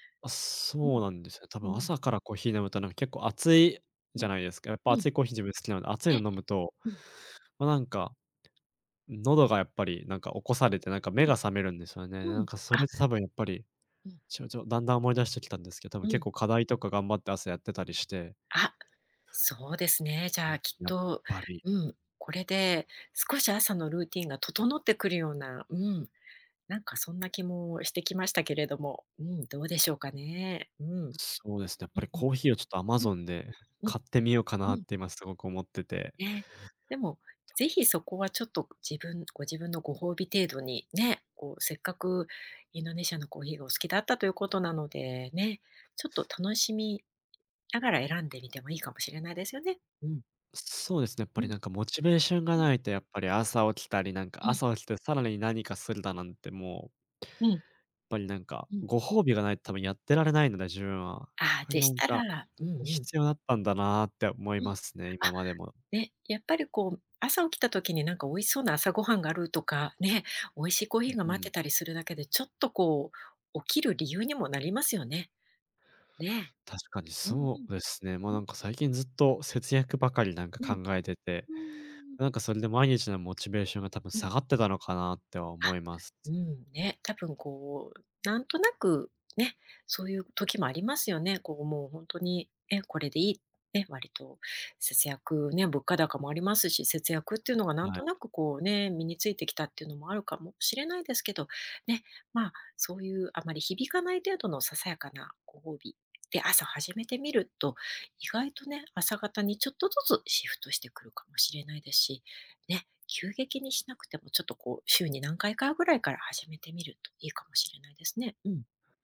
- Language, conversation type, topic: Japanese, advice, 朝のルーティンが整わず一日中だらけるのを改善するにはどうすればよいですか？
- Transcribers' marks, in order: other background noise; tapping; other noise